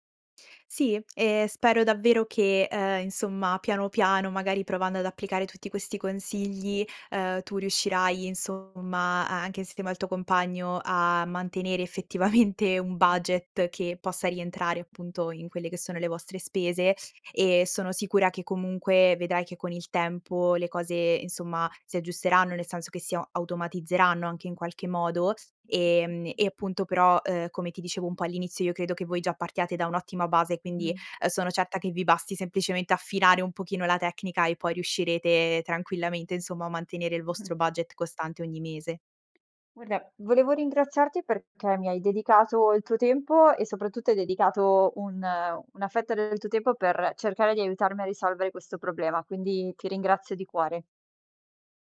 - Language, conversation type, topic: Italian, advice, Come posso gestire meglio un budget mensile costante se faccio fatica a mantenerlo?
- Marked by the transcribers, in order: other background noise; laughing while speaking: "effettivamente"; "Guarda" said as "guerda"